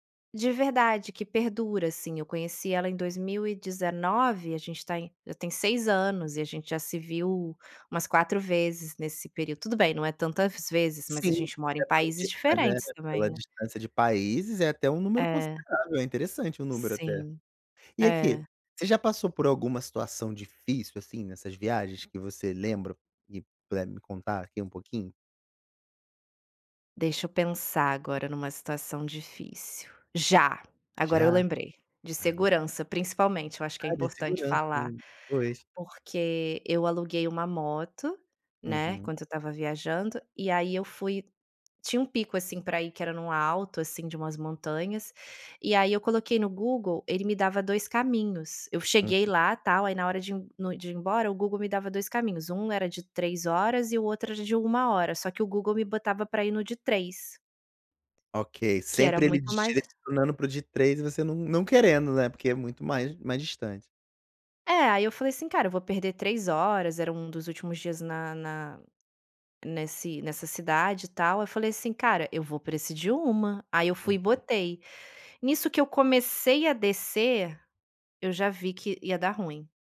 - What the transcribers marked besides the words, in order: tapping
- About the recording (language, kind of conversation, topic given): Portuguese, podcast, Quais dicas você daria para viajar sozinho com segurança?